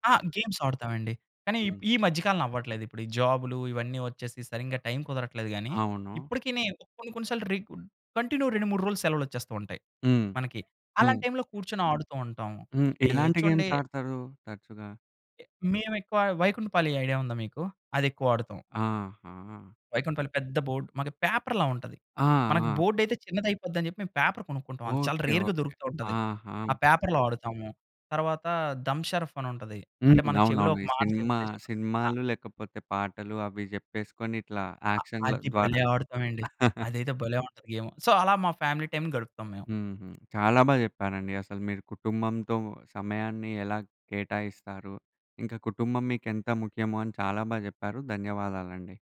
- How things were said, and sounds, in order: in English: "గేమ్స్"; in English: "జాబ్‌లు"; in English: "కంటిన్యూ"; in English: "గేమ్స్"; other background noise; in English: "బోర్డ్"; in English: "పేపర్‌ల"; in English: "బోర్డ్"; in English: "పేపర్"; in English: "రేర్‌గా"; in English: "పేపర్‌లో"; in English: "యాక్షన్‌ల"; chuckle; in English: "సో"; in English: "ఫ్యామిలీ టైం"
- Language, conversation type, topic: Telugu, podcast, కుటుంబంతో గడిపే సమయం మీకు ఎందుకు ముఖ్యంగా అనిపిస్తుంది?